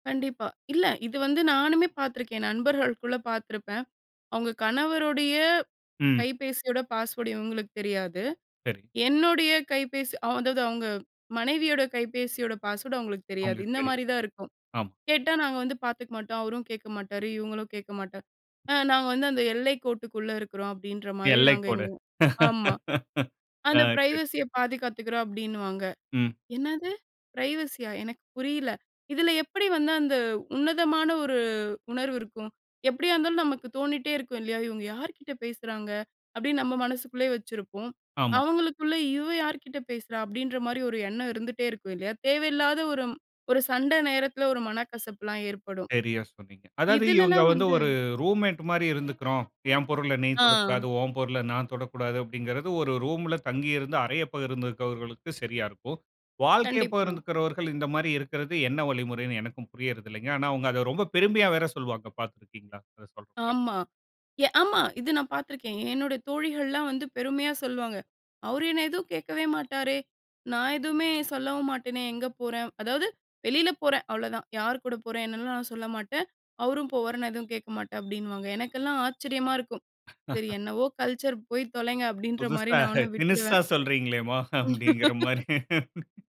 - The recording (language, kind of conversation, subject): Tamil, podcast, குடும்பத்துடன் நீங்கள் காலை நேரத்தை எப்படி பகிர்கிறீர்கள்?
- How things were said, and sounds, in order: in English: "பாஸ்வேர்ட்"; in English: "பாஸ்வேர்ட்"; other noise; laugh; in English: "பிரைவசிய"; in English: "ப்ரைவசியா?"; other street noise; other background noise; tapping; chuckle; laughing while speaking: "புதுசா. தினுஷா சொல்றீங்களேமா அப்டிங்கிற மாதிரி"; laugh